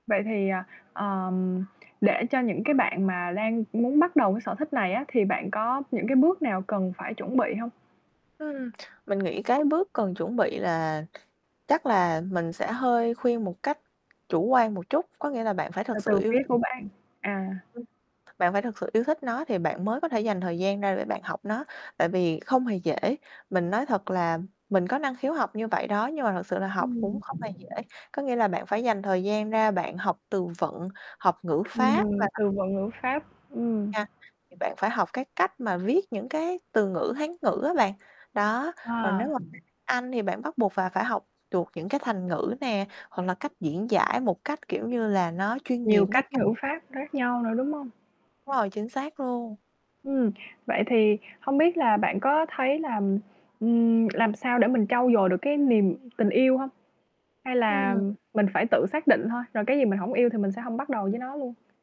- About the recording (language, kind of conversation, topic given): Vietnamese, podcast, Sở thích nào đã thay đổi bạn nhiều nhất, và bạn có thể kể về nó không?
- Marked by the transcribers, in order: static; other background noise; tapping; distorted speech; mechanical hum; unintelligible speech; unintelligible speech